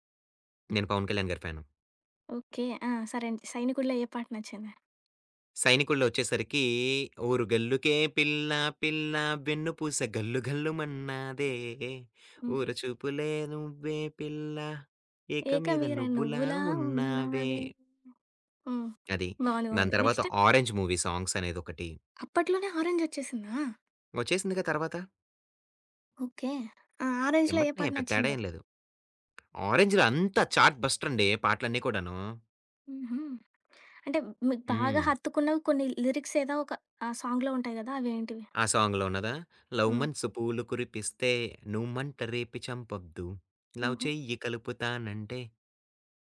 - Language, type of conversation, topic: Telugu, podcast, కొత్త పాటలను సాధారణంగా మీరు ఎక్కడి నుంచి కనుగొంటారు?
- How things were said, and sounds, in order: singing: "ఓరుగల్లుకే పిల్ల, పిల్ల వెన్నుపూస గల్లు … మీద నువ్వులా ఉన్నావే"; tapping; singing: "ఏకవీర నువ్వులా ఉన్నావే"; other background noise; in English: "మూవీ సాంగ్స్"; in English: "చార్ట్ బస్టర్"; in English: "లిరిక్స్"; in English: "సాంగ్‌లో"; in English: "సాంగ్‌లో"; singing: "లవ్ మనసు పూలు కురిపిస్తే నువ్వు మంట రేపి చంపొద్దు లవ్ చెయ్యి కలుపుతానంటే"